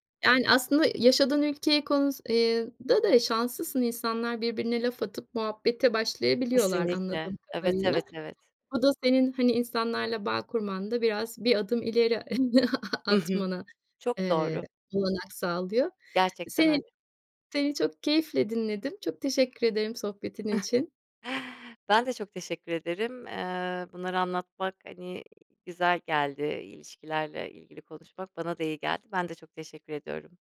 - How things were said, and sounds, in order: laughing while speaking: "atmana"; chuckle
- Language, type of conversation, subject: Turkish, podcast, Yeni tanıştığın biriyle hızlıca bağ kurmak için neler yaparsın?